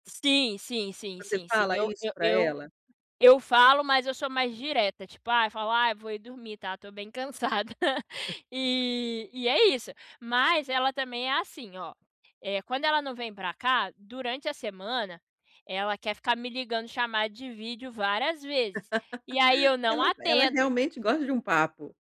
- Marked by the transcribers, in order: tapping; laughing while speaking: "cansada"; laugh
- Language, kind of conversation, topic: Portuguese, advice, Como posso lidar com o cansaço social e a sobrecarga em festas e encontros?